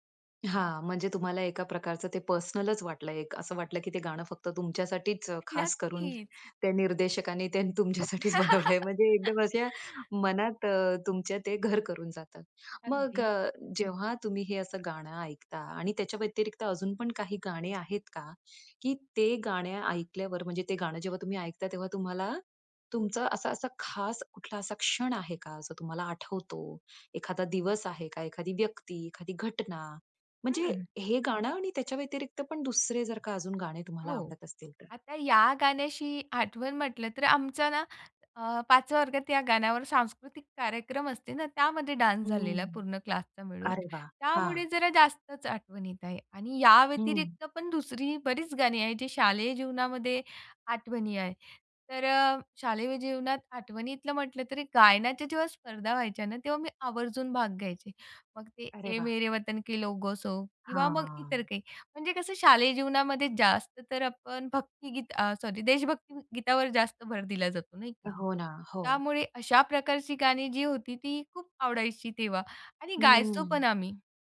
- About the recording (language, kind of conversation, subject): Marathi, podcast, शाळा किंवा कॉलेजच्या दिवसांची आठवण करून देणारं तुमचं आवडतं गाणं कोणतं आहे?
- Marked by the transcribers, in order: other background noise; laugh; laughing while speaking: "तुमच्यासाठीचं बनवलंय म्हणजे एकदम अशा"; tapping; in Hindi: "ऐ मेरे वतन के लोगो"